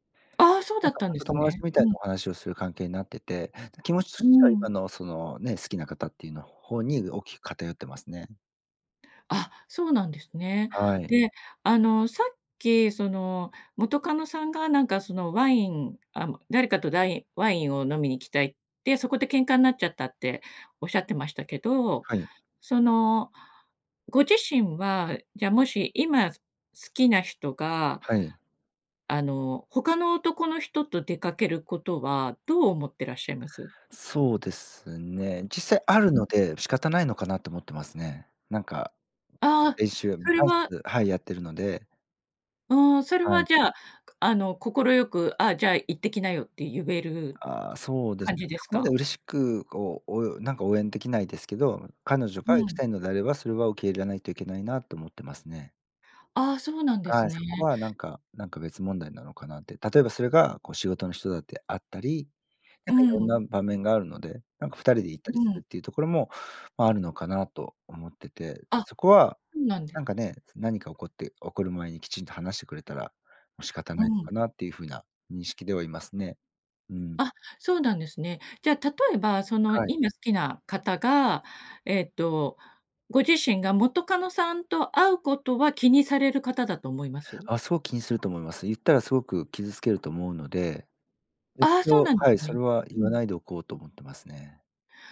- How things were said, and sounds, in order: other background noise; "言える" said as "ゆべる"; unintelligible speech
- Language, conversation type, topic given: Japanese, advice, 元恋人との関係を続けるべきか、終わらせるべきか迷ったときはどうすればいいですか？